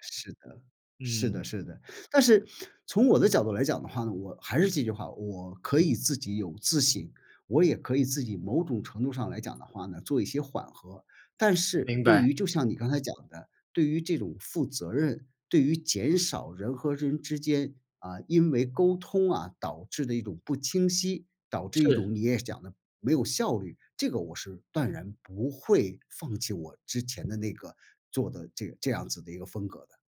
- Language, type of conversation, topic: Chinese, podcast, 说“不”对你来说难吗？
- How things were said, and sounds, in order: tapping; other background noise